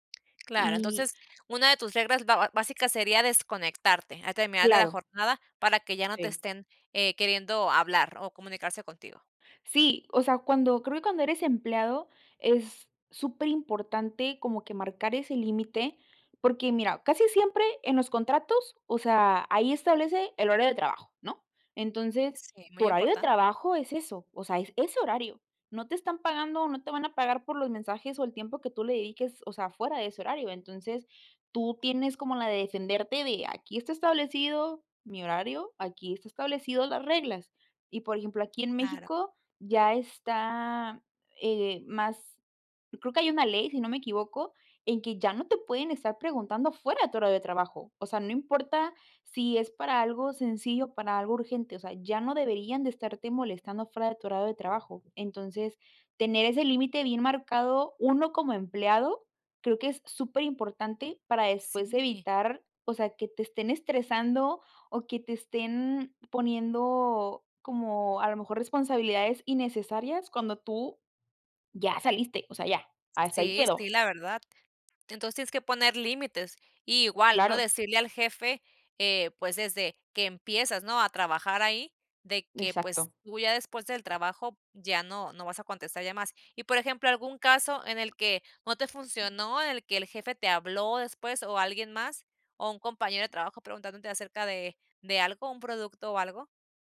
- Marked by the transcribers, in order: tapping; other background noise
- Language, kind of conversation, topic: Spanish, podcast, ¿Cómo pones límites al trabajo fuera del horario?